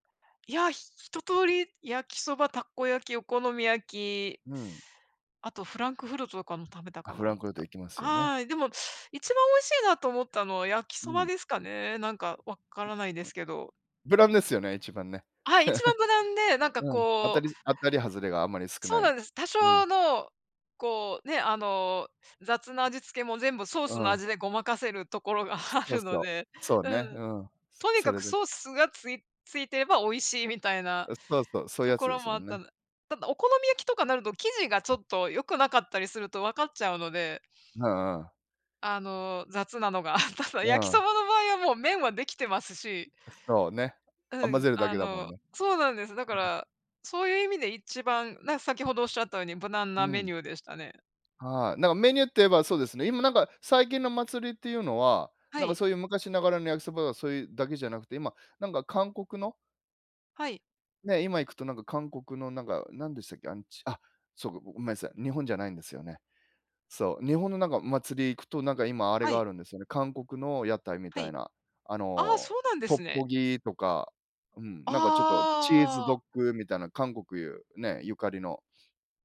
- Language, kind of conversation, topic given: Japanese, unstructured, 祭りに行った思い出はありますか？
- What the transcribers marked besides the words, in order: laugh; chuckle; sniff